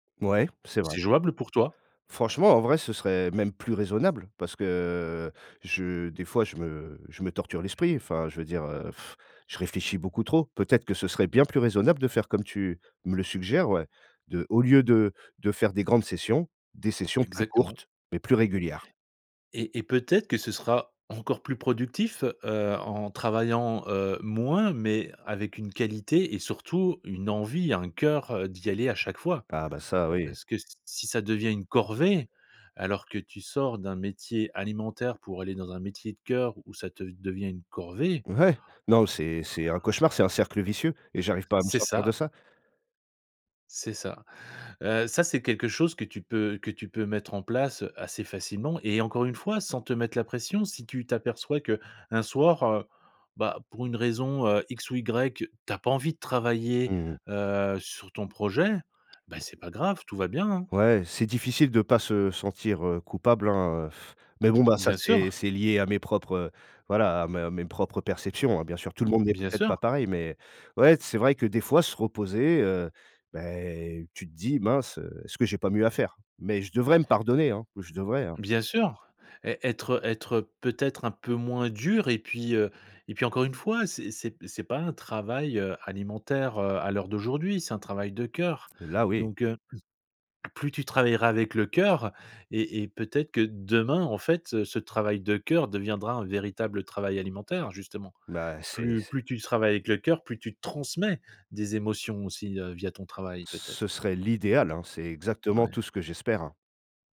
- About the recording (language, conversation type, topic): French, advice, Comment le stress et l’anxiété t’empêchent-ils de te concentrer sur un travail important ?
- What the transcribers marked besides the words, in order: drawn out: "que"; blowing; tapping; stressed: "moins"; stressed: "corvée"; stressed: "corvée"; other background noise; scoff; stressed: "transmets"